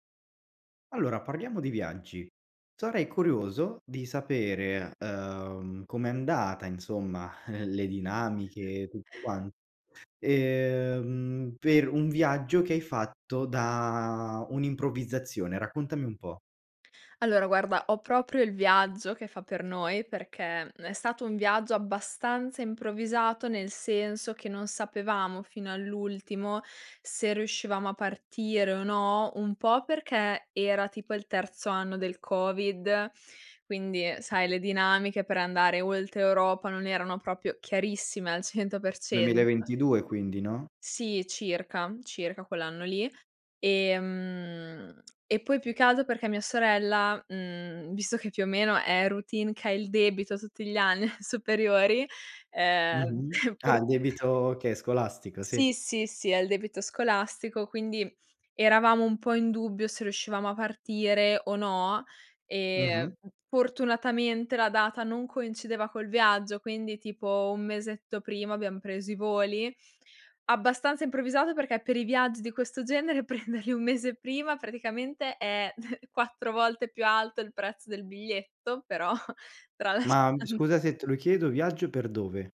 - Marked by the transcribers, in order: chuckle; "proprio" said as "propio"; other background noise; laughing while speaking: "alle"; chuckle; laughing while speaking: "prenderli"; chuckle; chuckle; laughing while speaking: "tralasciando"
- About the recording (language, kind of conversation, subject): Italian, podcast, Raccontami di un viaggio nato da un’improvvisazione